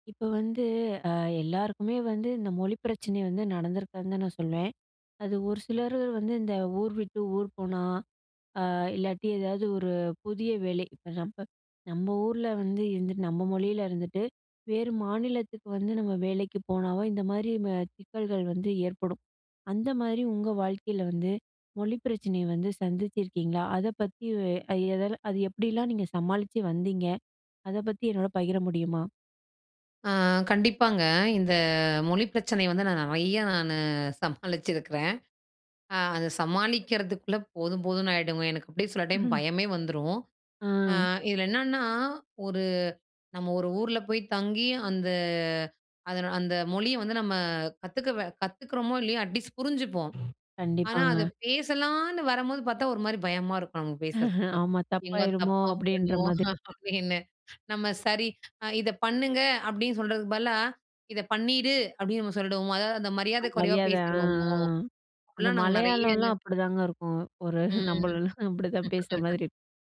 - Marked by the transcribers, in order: laughing while speaking: "சமாளிச்சிருக்கிறேன்"; drawn out: "அந்த"; in English: "அட்லீஸ்ட்"; drawn out: "பேசலான்னு"; other noise; laugh; laughing while speaking: "போய்டுமோ? அப்படீன்னு"; "மாதிரி" said as "மாதி"; unintelligible speech; laughing while speaking: "ஒரு நம்பளலாம் அப்படிதான்"; unintelligible speech
- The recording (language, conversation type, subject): Tamil, podcast, நீங்கள் மொழிச் சிக்கலை எப்படிச் சமாளித்தீர்கள்?